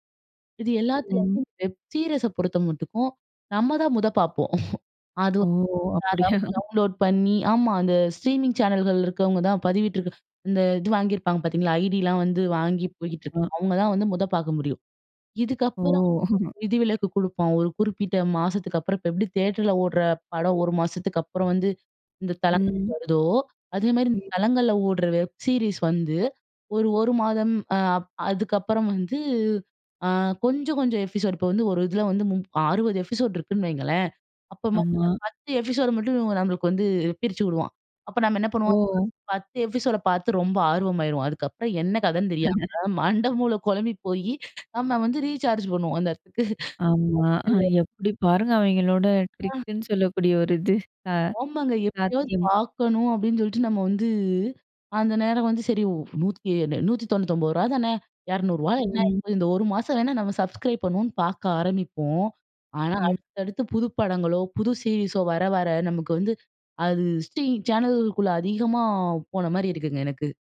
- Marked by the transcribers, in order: in English: "வெப்சீரியஸ்ச"; tapping; chuckle; in English: "டவுன்லோட்"; in English: "ஸ்ட்ரீமிங் சேனல்கல்"; other background noise; unintelligible speech; chuckle; in English: "வெப்சீரிஸ்"; laugh; chuckle; unintelligible speech; in English: "ட்ரிக்குன்னு"; in English: "சப்ஸ்க்ரைப்"; in English: "ஸ்ட்ரீமிங் சேனல்குள்ளே"
- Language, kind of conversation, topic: Tamil, podcast, ஸ்ட்ரீமிங் சேவைகள் தொலைக்காட்சியை எப்படி மாற்றியுள்ளன?